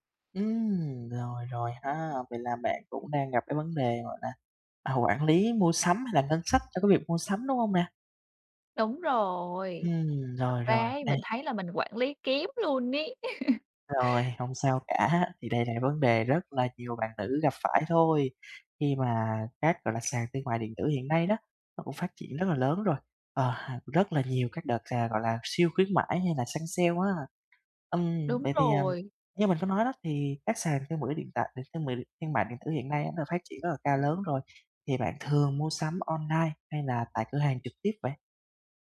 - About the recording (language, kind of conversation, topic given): Vietnamese, advice, Làm sao tôi có thể quản lý ngân sách tốt hơn khi mua sắm?
- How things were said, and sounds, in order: tapping; laugh; laughing while speaking: "cả"